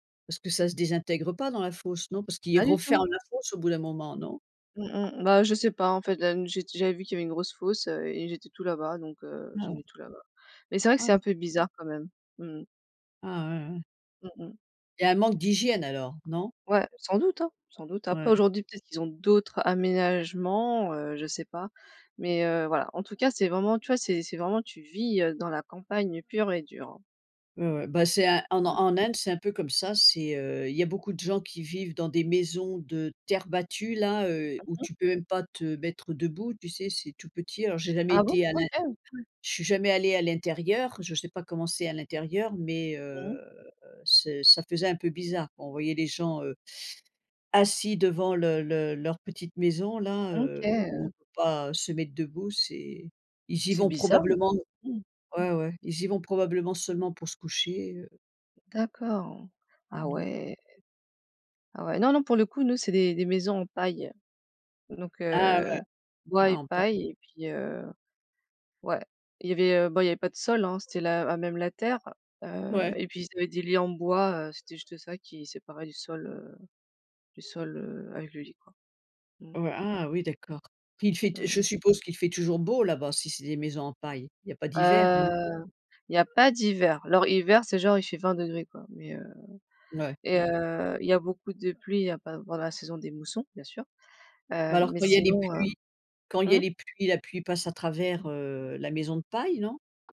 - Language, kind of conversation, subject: French, unstructured, Qu’est-ce qui rend un voyage vraiment inoubliable ?
- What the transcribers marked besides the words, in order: tapping; stressed: "d'autres"; other noise; drawn out: "heu"